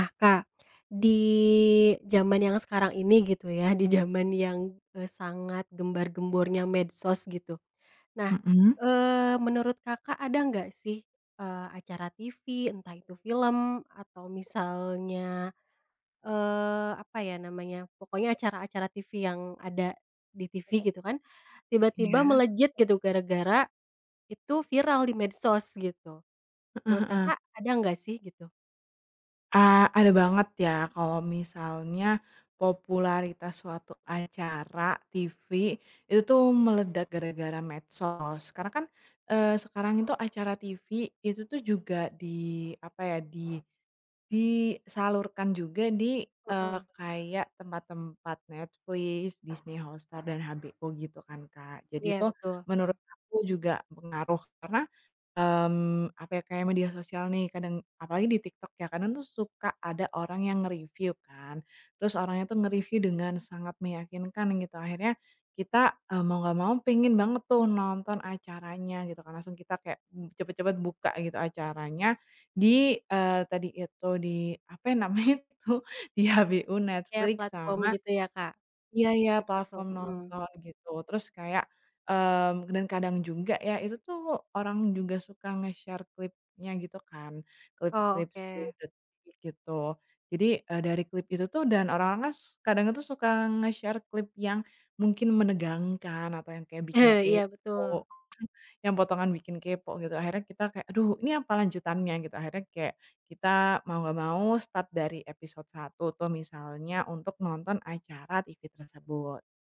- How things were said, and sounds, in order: drawn out: "di"; tapping; laughing while speaking: "namanya itu"; chuckle; in English: "nge-share"; in English: "nge-share"; alarm; laughing while speaking: "Eh"
- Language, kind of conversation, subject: Indonesian, podcast, Bagaimana media sosial memengaruhi popularitas acara televisi?